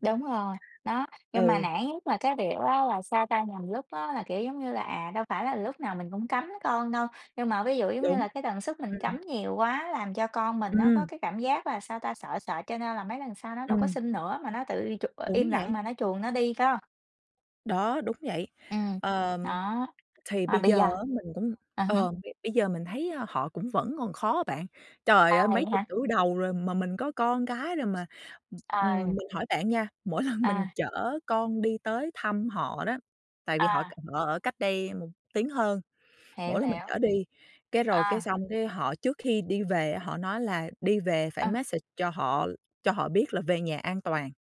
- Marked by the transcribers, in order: other background noise; tapping; laughing while speaking: "lần"; in English: "message"
- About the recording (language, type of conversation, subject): Vietnamese, unstructured, Theo bạn, điều gì quan trọng nhất trong một mối quan hệ?